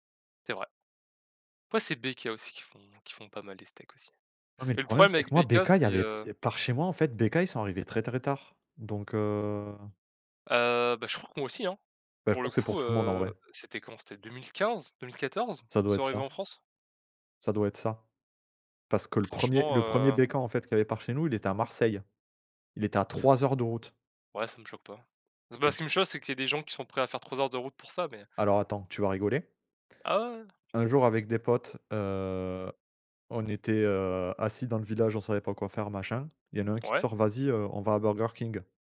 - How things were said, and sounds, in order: stressed: "trois"
- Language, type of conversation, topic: French, unstructured, Que penses-tu des grandes entreprises qui polluent sans être sanctionnées ?